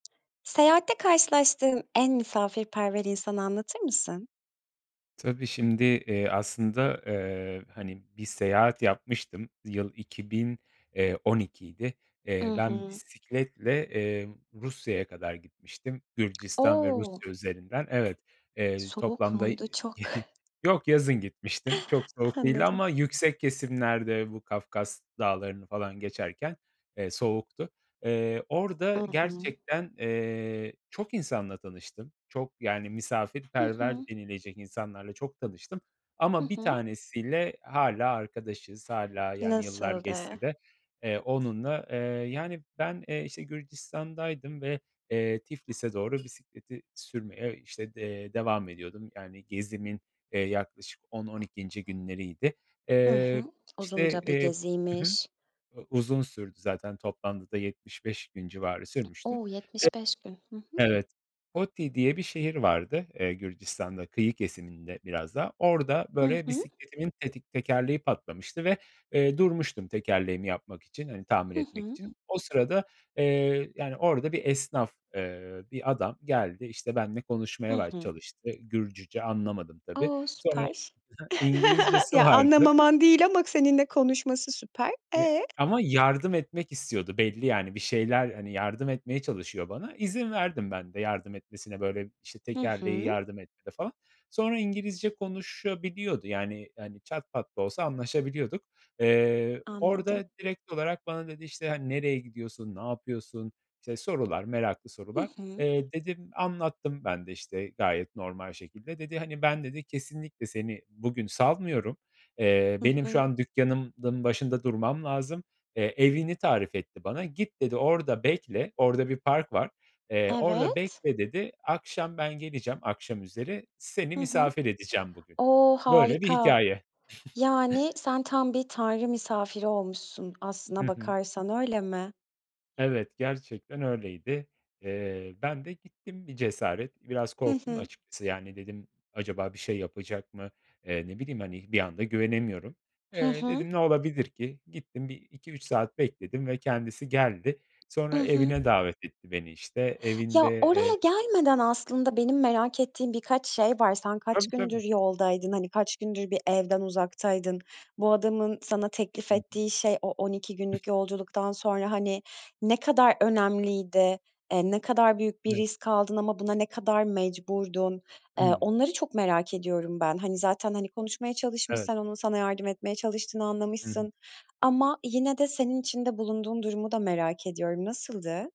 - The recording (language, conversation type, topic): Turkish, podcast, Seyahatin sırasında karşılaştığın en misafirperver insanı anlatır mısın?
- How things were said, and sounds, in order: other background noise; chuckle; chuckle; tapping; chuckle